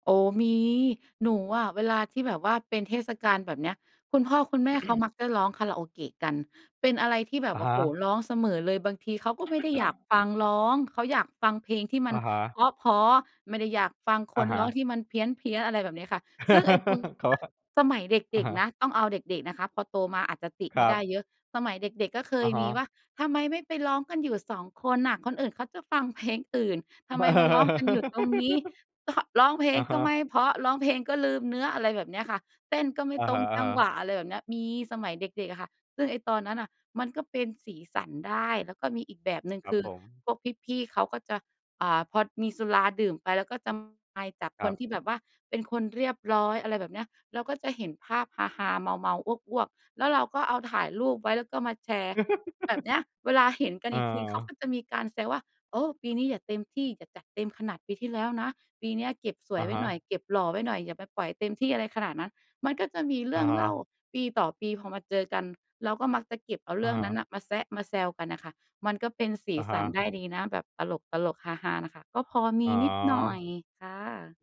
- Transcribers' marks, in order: throat clearing; throat clearing; chuckle; laughing while speaking: "เขาว่า"; other background noise; tapping; chuckle; chuckle
- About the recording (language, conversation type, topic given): Thai, podcast, คุณช่วยเล่าให้ฟังหน่อยได้ไหมว่ามีประเพณีของครอบครัวที่คุณรักคืออะไร?